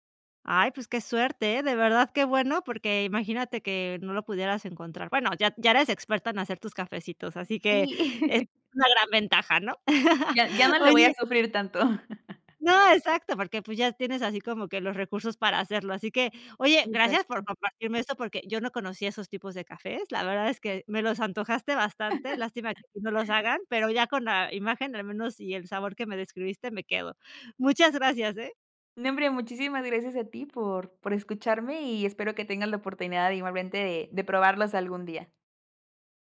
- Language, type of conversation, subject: Spanish, podcast, ¿Qué papel tiene el café en tu mañana?
- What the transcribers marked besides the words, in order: laugh; laugh; laugh